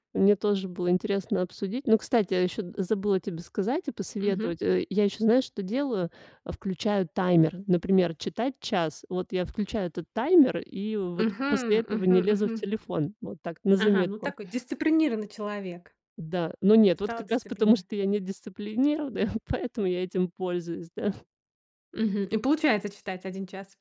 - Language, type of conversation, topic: Russian, podcast, Какие маленькие шаги помогают тебе расти каждый день?
- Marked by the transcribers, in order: none